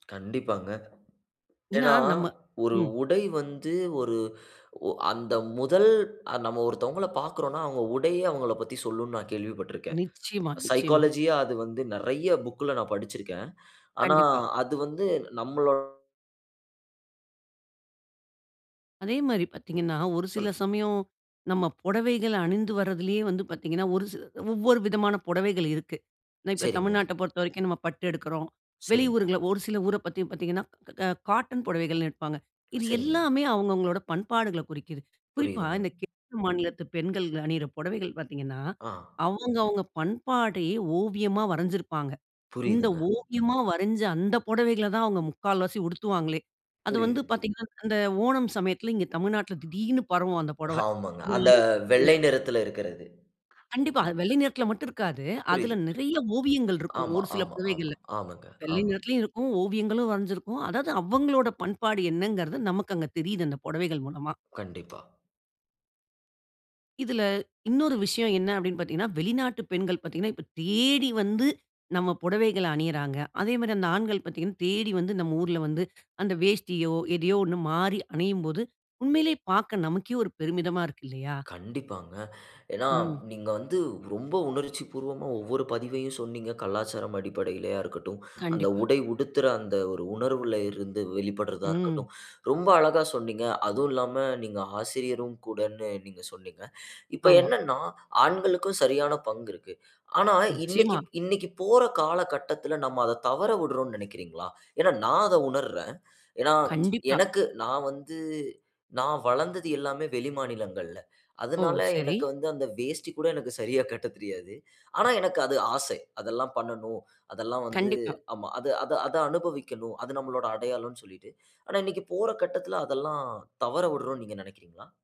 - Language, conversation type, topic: Tamil, podcast, உங்கள் ஆடை உங்கள் பண்பாட்டு அடையாளங்களை எவ்வாறு வெளிப்படுத்துகிறது?
- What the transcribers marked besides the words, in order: other background noise; unintelligible speech; other noise; unintelligible speech